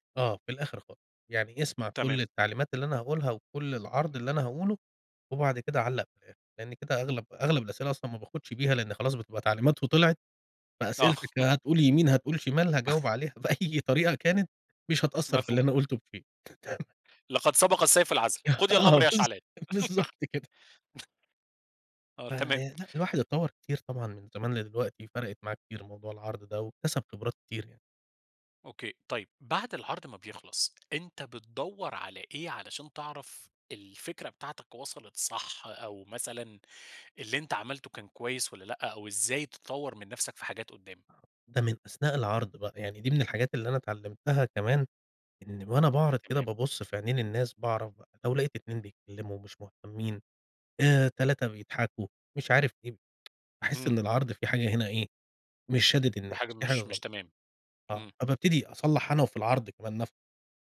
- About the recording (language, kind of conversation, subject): Arabic, podcast, بتحس بالخوف لما تعرض شغلك قدّام ناس؟ بتتعامل مع ده إزاي؟
- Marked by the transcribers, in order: laugh; laugh; laugh; tsk